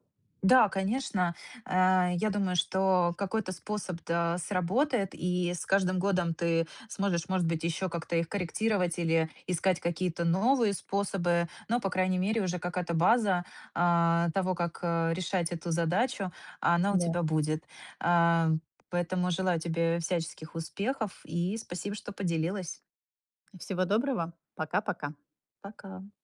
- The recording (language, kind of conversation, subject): Russian, advice, Как мне проще выбирать одежду и подарки для других?
- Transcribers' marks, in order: other background noise; tapping